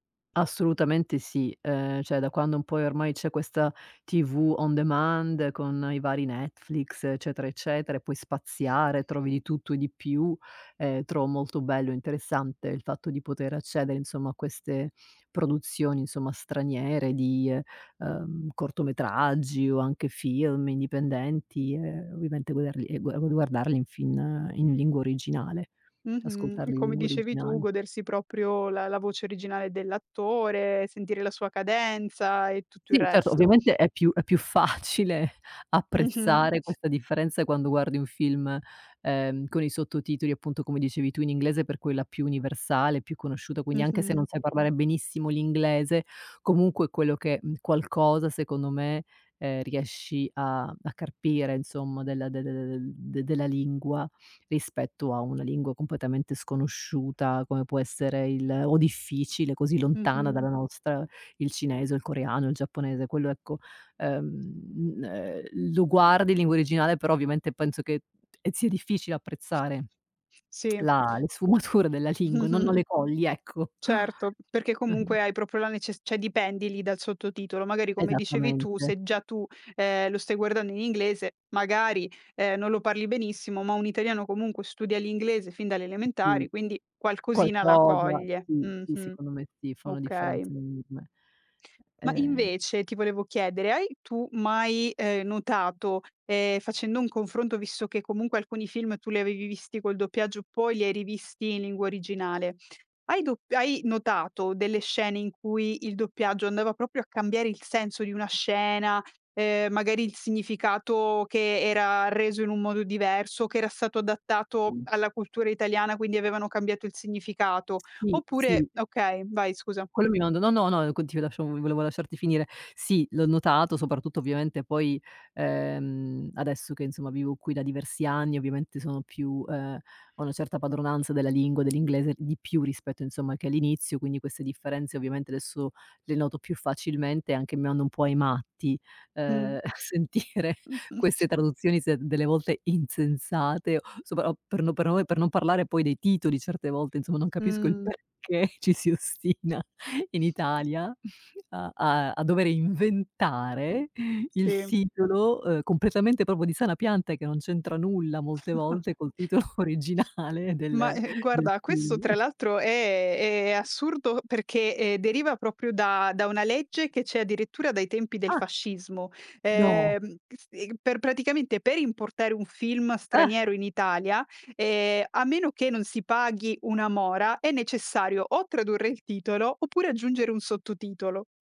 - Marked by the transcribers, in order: "cioè" said as "ceh"; "trovo" said as "tro"; other background noise; laughing while speaking: "facile"; "completamente" said as "competamente"; tongue click; laughing while speaking: "sfumature"; laughing while speaking: "Mh-mh"; laughing while speaking: "cingua"; "lingua" said as "cingua"; chuckle; sigh; "proprio" said as "propio"; "cioè" said as "ceh"; tapping; "proprio" said as "propio"; unintelligible speech; chuckle; laughing while speaking: "sentire"; laughing while speaking: "perché ci si ostina"; chuckle; "titolo" said as "sitolo"; "proprio" said as "propio"; chuckle; laughing while speaking: "titolo originale"; laughing while speaking: "e ehm"; laughing while speaking: "film"; surprised: "No!"
- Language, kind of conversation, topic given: Italian, podcast, Cosa ne pensi delle produzioni internazionali doppiate o sottotitolate?